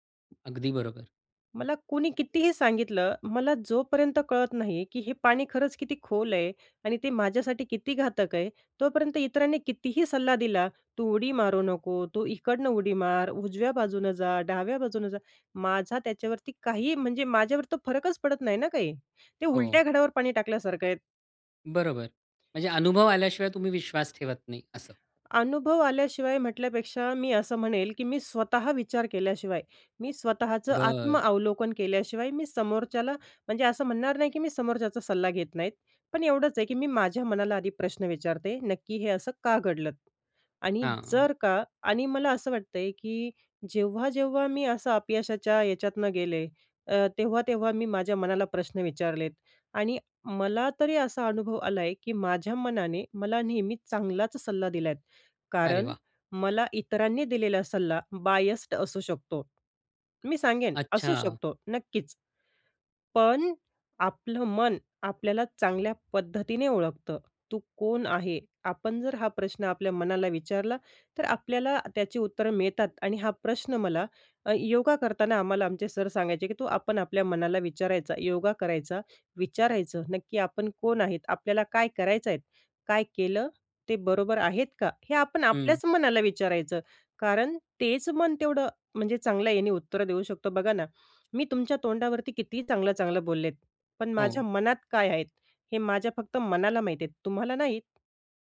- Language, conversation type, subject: Marathi, podcast, जोखीम घेतल्यानंतर अपयश आल्यावर तुम्ही ते कसे स्वीकारता आणि त्यातून काय शिकता?
- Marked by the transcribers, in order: tapping; other background noise; "घडलं" said as "घडलंत"; in English: "बायस्ड"